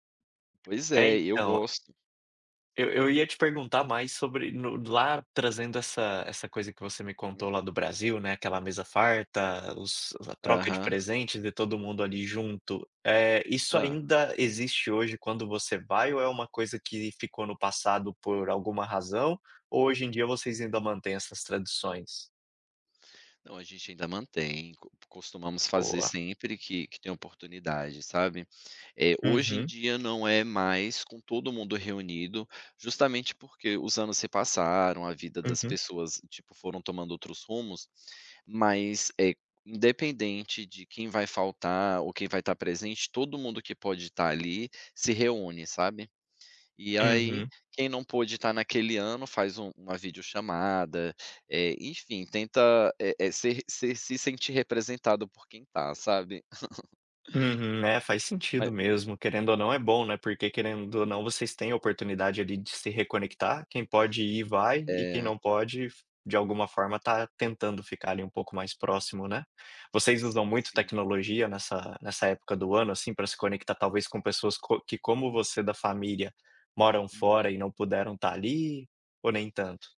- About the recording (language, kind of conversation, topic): Portuguese, podcast, Qual festa ou tradição mais conecta você à sua identidade?
- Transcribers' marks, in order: chuckle